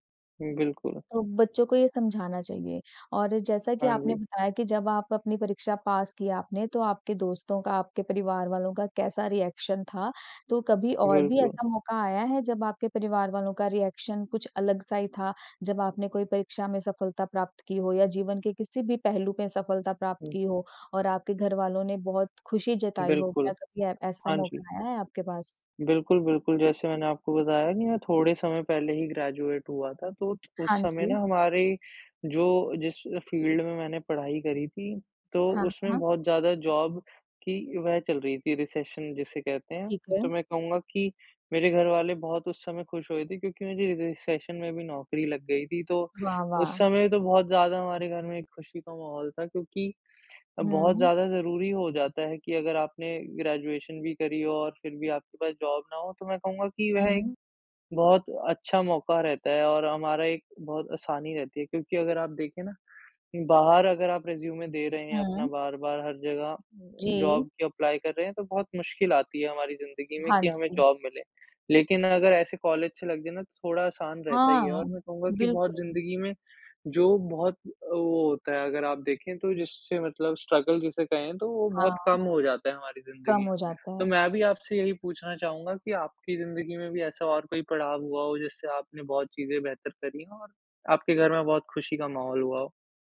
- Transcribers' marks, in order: in English: "रिएक्शन"; in English: "रिएक्शन"; in English: "ग्रेजुएट"; in English: "फ़ील्ड"; in English: "जॉब"; in English: "रिसेशन"; in English: "रि रिसेशन"; in English: "ग्रेजुएशन"; in English: "जॉब"; in English: "रेज़्यूमे"; in English: "जॉब"; in English: "एप्लाई"; other background noise; in English: "जॉब"; in English: "स्ट्रगल"; tapping
- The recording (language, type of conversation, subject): Hindi, unstructured, क्या आपको कभी किसी परीक्षा में सफलता मिलने पर खुशी मिली है?